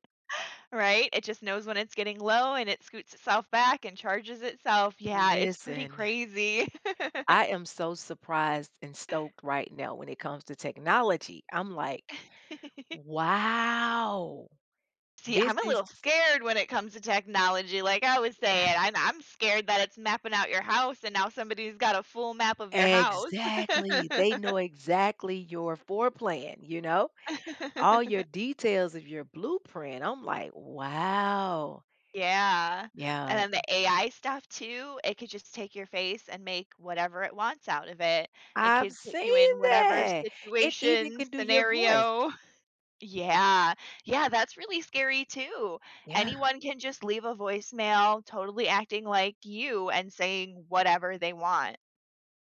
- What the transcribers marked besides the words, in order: tapping; sigh; laugh; giggle; drawn out: "Wow"; sigh; laugh; "floor" said as "four"; giggle; drawn out: "Wow"; joyful: "I've seen that!"; laughing while speaking: "scenario"
- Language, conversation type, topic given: English, unstructured, How has technology changed the way we approach everyday challenges?